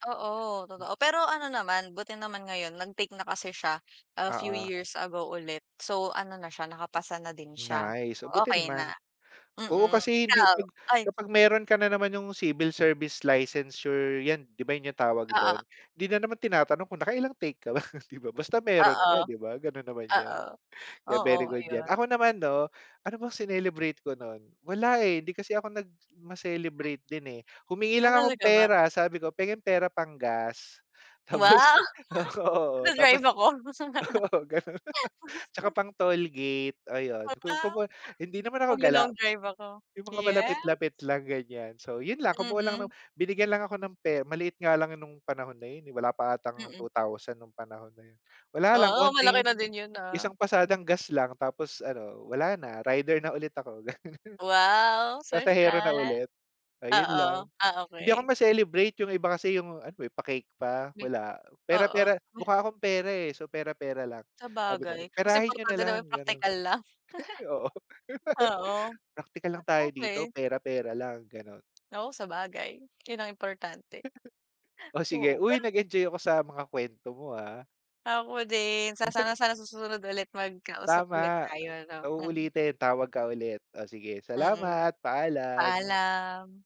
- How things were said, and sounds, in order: other background noise; laugh; laugh; dog barking; laugh; laugh; laugh; laugh
- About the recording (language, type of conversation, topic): Filipino, unstructured, Ano ang naramdaman mo nang makapasa ka sa isang mahirap na pagsusulit?